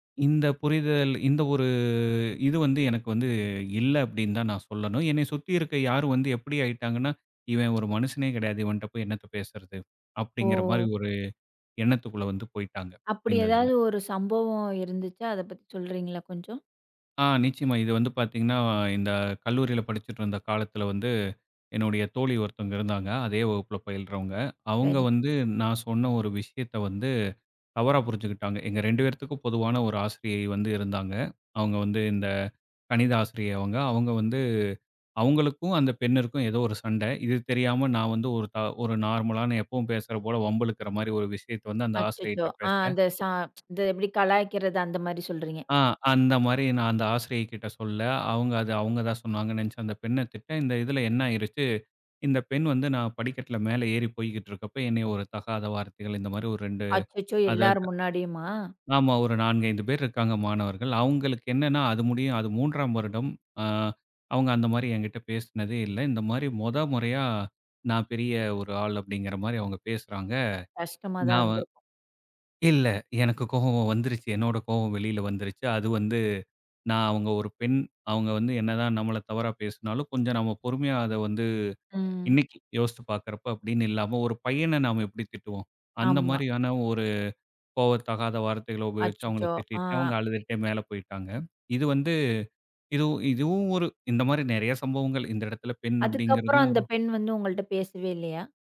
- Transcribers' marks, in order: other background noise; tsk
- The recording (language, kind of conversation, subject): Tamil, podcast, கோபம் வந்தால் நீங்கள் அதை எந்த வழியில் தணிக்கிறீர்கள்?